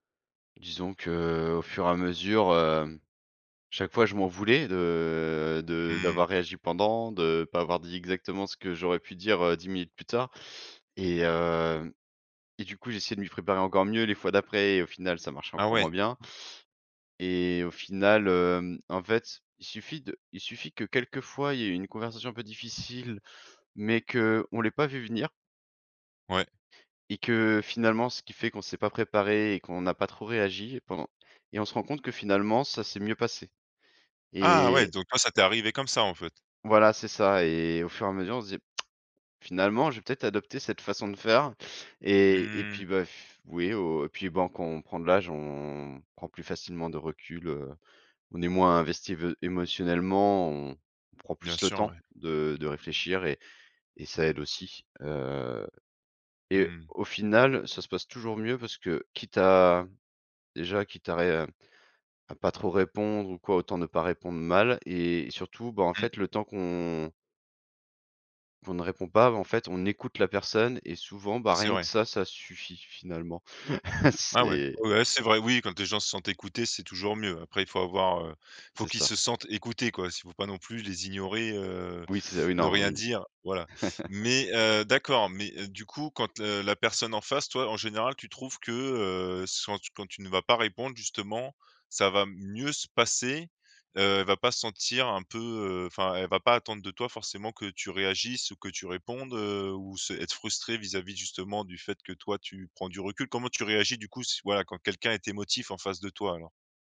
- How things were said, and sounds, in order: tapping; tongue click; chuckle; chuckle
- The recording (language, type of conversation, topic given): French, podcast, Comment te prépares-tu avant une conversation difficile ?